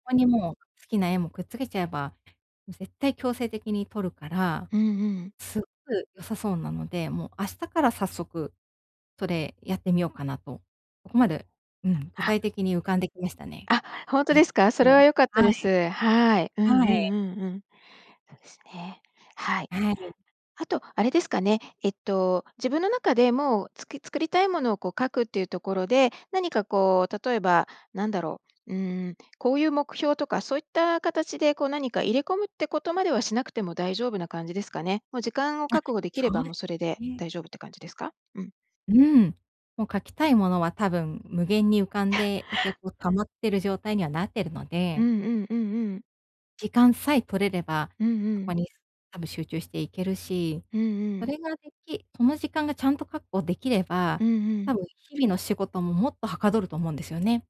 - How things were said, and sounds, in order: other background noise; laugh
- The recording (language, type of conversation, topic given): Japanese, advice, 創作の時間を定期的に確保するにはどうすればいいですか？